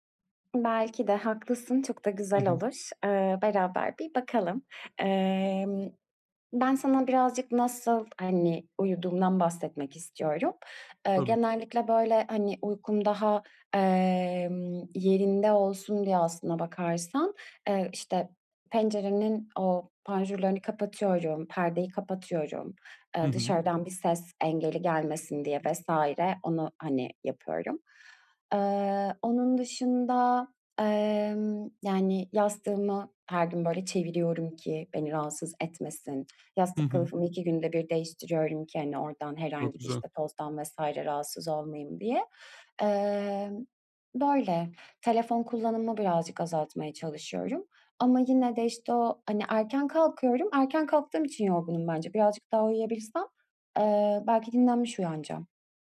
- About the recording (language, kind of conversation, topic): Turkish, advice, Düzenli bir uyku rutini nasıl oluşturup sabahları daha enerjik uyanabilirim?
- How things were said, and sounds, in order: tapping; other background noise